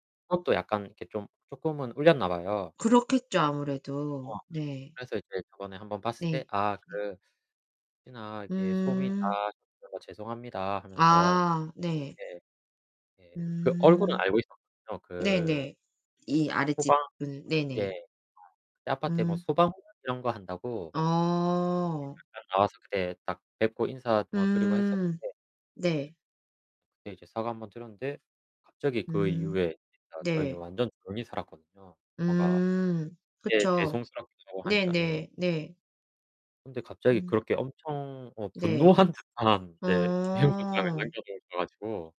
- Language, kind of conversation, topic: Korean, unstructured, 요즘 이웃 간 갈등이 자주 생기는 이유는 무엇이라고 생각하시나요?
- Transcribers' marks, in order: other background noise; distorted speech; static